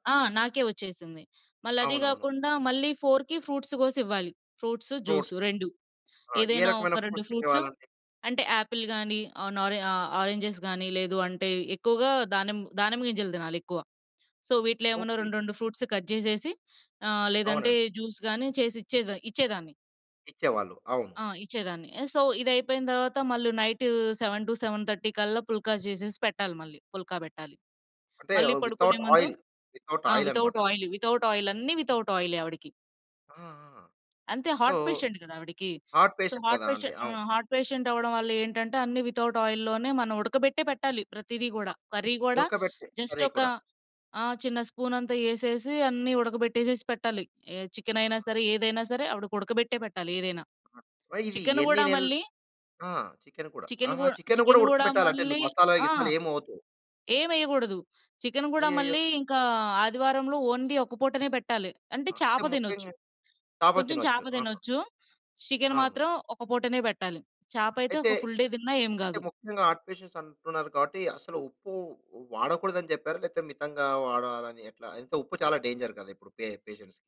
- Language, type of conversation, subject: Telugu, podcast, పెద్దవారిని సంరక్షించేటపుడు మీ దినచర్య ఎలా ఉంటుంది?
- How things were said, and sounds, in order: in English: "ఫోర్‌కి ఫ్రూట్స్"; in English: "ఫ్రూట్స్"; in English: "సో"; in English: "కట్"; in English: "జ్యూస్"; in English: "సో"; in English: "సెవెన్ టు సెవెన్ థర్టీ"; in English: "వితౌట్ ఆయిల్"; in English: "వితౌట్"; in English: "వితౌట్ ఆయిల్"; in English: "వితౌట్"; in English: "సో, హార్ట్ పేషెంట్"; in English: "హార్ట్ పేషెంట్"; in English: "సో, హార్ట్"; in English: "హార్ట్"; in English: "వితౌట్ ఆయిల్‌లోనే"; other noise; in English: "కర్రీ"; in English: "కర్రీ"; other background noise; in English: "ఓన్లీ"; in English: "చికెన్"; in English: "ఫుల్ డే"; in English: "హార్ట్ పేషెంట్స్"; in English: "డేంజర్"; in English: "పే పేషెంట్స్‌కి?"